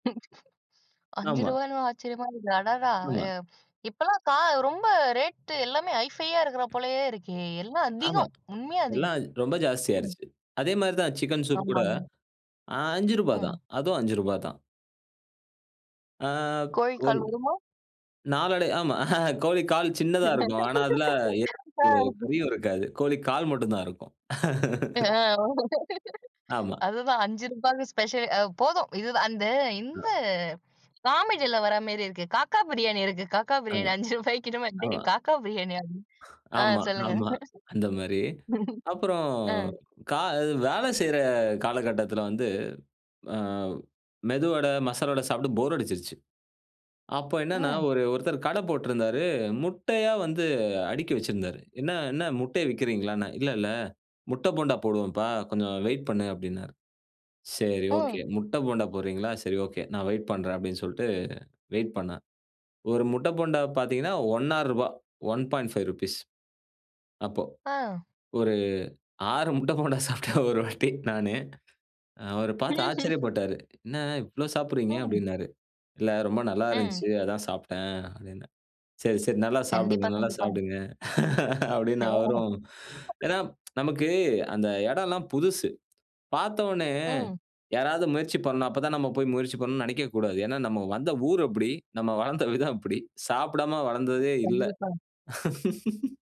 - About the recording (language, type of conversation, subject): Tamil, podcast, பழைய ஊரின் சாலை உணவு சுவை நினைவுகள்
- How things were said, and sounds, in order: other background noise; tapping; "குருமா?" said as "உருமா?"; chuckle; laugh; laugh; laughing while speaking: "காக்கா பிரியாணி இருக்கு, காக்கா பிரியாணி … ஆ, சொல்லுங்க. ஆ"; other noise; in English: "ஒன் பாயிண்ட் ஃபைவ் ரூபிஸ்"; laughing while speaking: "முட்ட போண்டா சாப்ட்டேன் ஒரு வாட்டி நானு"; laughing while speaking: "ம்ஹ்ம்"; laugh; tsk; laugh